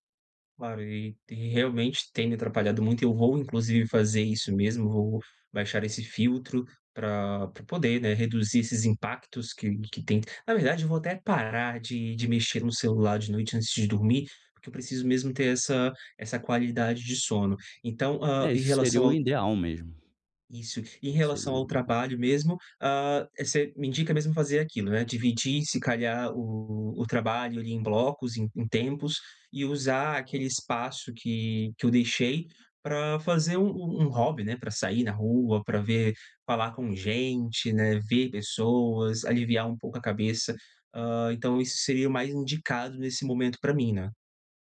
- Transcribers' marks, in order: other background noise
- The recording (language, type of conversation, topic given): Portuguese, advice, Como posso conciliar o trabalho com tempo para meus hobbies?